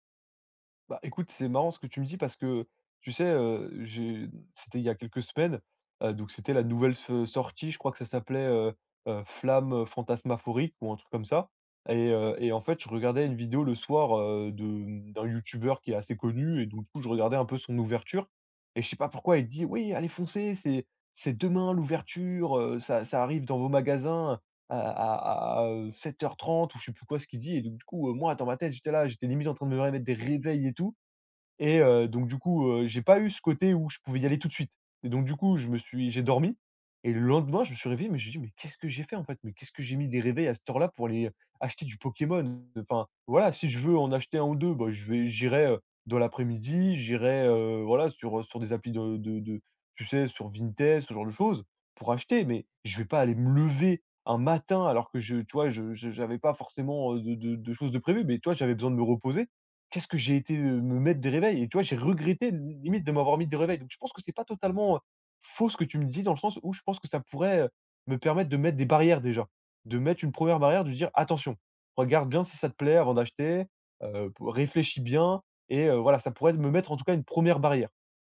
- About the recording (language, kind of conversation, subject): French, advice, Comment puis-je arrêter de me comparer aux autres lorsque j’achète des vêtements et que je veux suivre la mode ?
- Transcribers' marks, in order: put-on voice: "Oui, allez foncez ! C'est c'est … sept heures trente"; stressed: "réveils"; stressed: "tout de suite"; stressed: "j'ai dormi"; other background noise; stressed: "lever"; stressed: "faux"; stressed: "barrières"